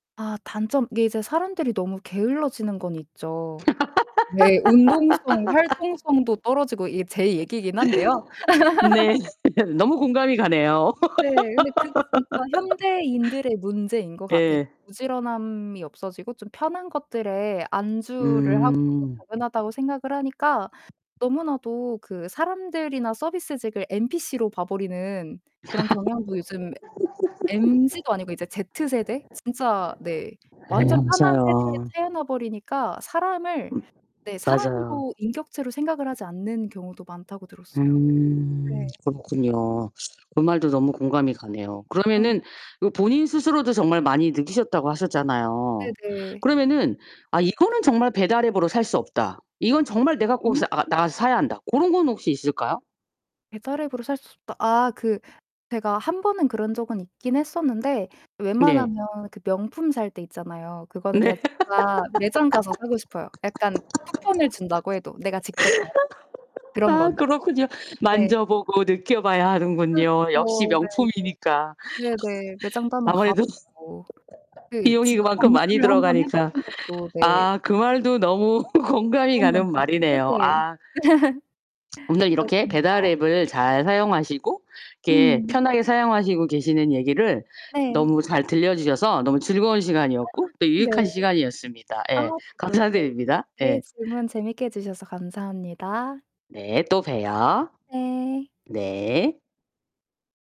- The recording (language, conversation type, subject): Korean, podcast, 배달앱 사용이 우리 삶을 어떻게 바꿨나요?
- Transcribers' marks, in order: laugh; laughing while speaking: "네"; other background noise; laugh; laugh; distorted speech; tapping; laugh; static; laughing while speaking: "네"; laugh; laugh; laughing while speaking: "아무래도"; laugh; laughing while speaking: "너무 공감이"; laugh; gasp